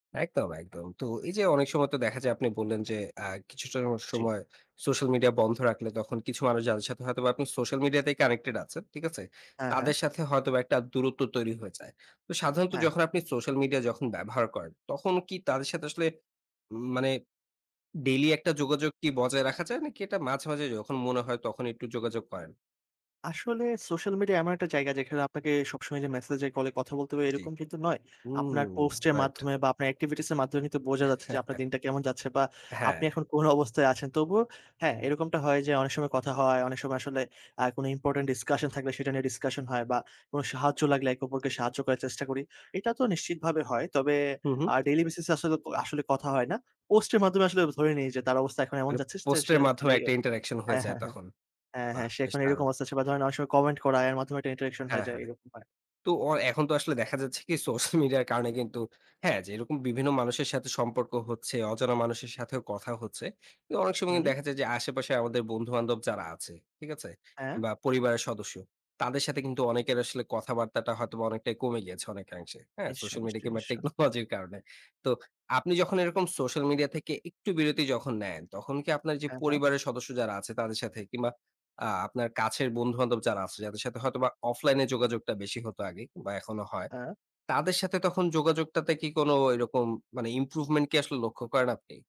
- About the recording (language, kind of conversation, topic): Bengali, podcast, সোশ্যাল মিডিয়া বন্ধ রাখলে তোমার সম্পর্কের ধরন কীভাবে বদলে যায়?
- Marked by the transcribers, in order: "কিছুটা" said as "কিছুচা"; in English: "activities"; chuckle; in English: "important discussion"; in English: "daily basis"; other background noise; unintelligible speech; in English: "interaction"; in English: "interaction"; laughing while speaking: "সোশ্যাল মিডিয়ার"; "কিন্তু" said as "কিনু"; "কিন্তু" said as "কিনু"; laughing while speaking: "টেকনোলজির কারণে"; in English: "improvement"